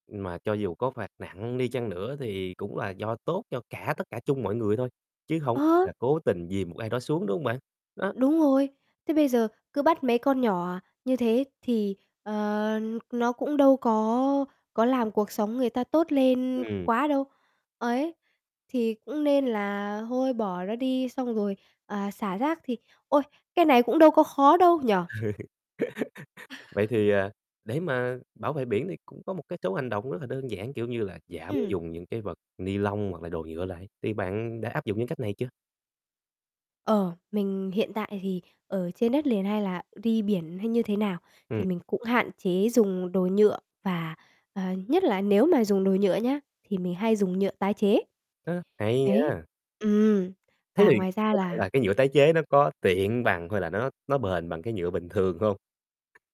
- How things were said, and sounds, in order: other background noise; tapping; laugh; distorted speech
- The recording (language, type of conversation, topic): Vietnamese, podcast, Theo bạn, chúng ta có thể làm gì để bảo vệ biển?